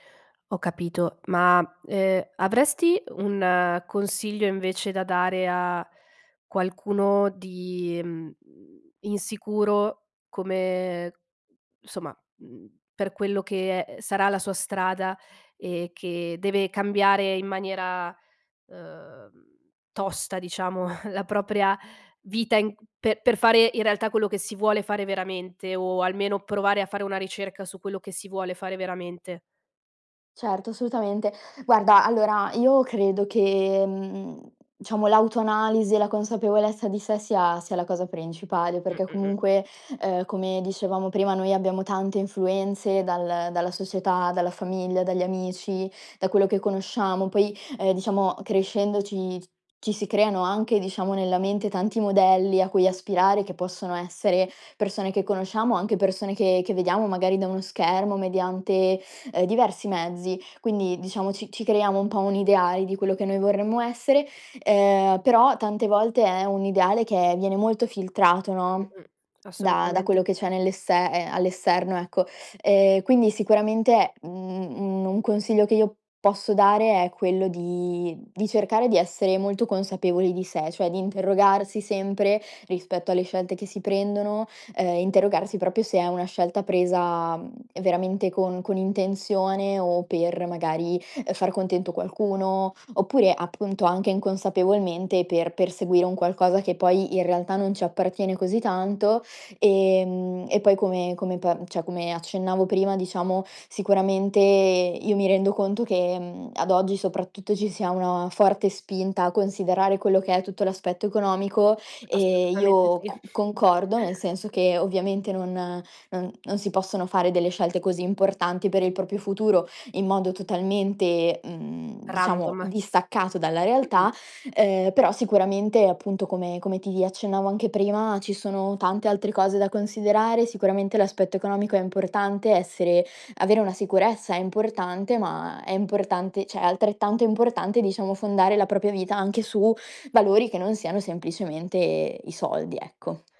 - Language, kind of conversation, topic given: Italian, podcast, Quando è il momento giusto per cambiare strada nella vita?
- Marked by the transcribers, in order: chuckle; "diciamo" said as "ciamo"; "esterno" said as "esserno"; "proprio" said as "propio"; "cioè" said as "ceh"; other background noise; laughing while speaking: "sì"; chuckle; "proprio" said as "propio"; "cioè" said as "ceh"; "propria" said as "propia"